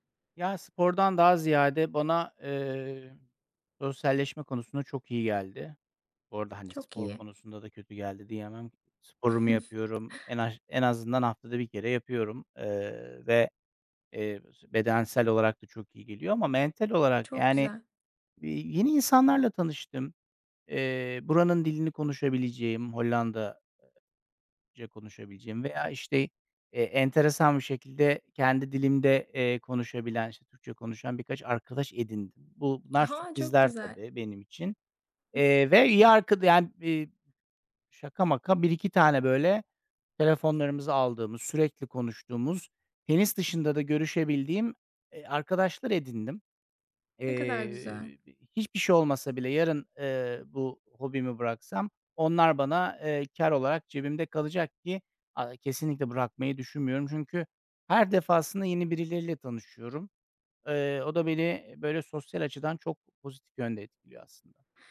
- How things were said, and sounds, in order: chuckle; tapping; unintelligible speech; chuckle; unintelligible speech
- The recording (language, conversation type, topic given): Turkish, podcast, Bir hobiyi yeniden sevmen hayatını nasıl değiştirdi?